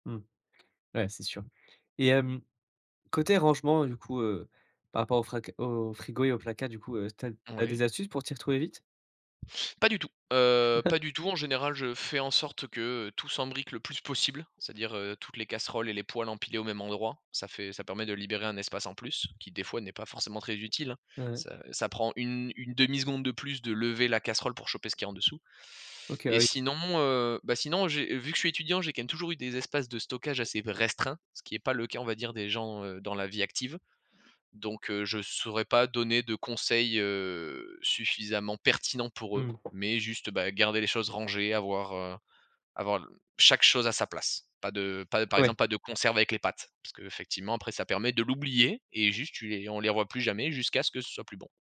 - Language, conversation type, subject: French, podcast, Comment organises-tu ta cuisine au quotidien ?
- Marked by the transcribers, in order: other background noise; chuckle; "s'imbrique" said as "s'embrique"; tapping; drawn out: "heu"